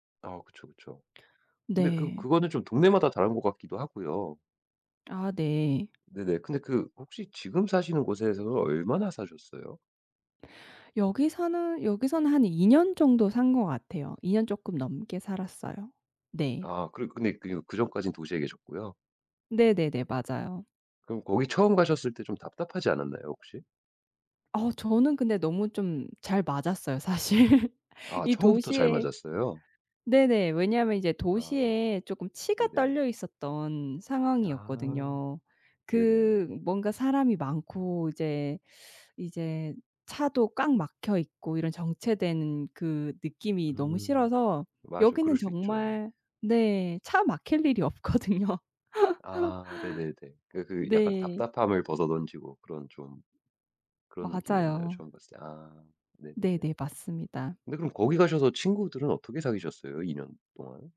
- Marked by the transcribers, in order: tapping; "여기서는" said as "여기사는"; laughing while speaking: "사실"; other background noise; laughing while speaking: "없거든요"; laugh
- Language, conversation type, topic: Korean, advice, 새 도시로 이사하면 잘 적응할 수 있을지, 외로워지지는 않을지 걱정될 때 어떻게 하면 좋을까요?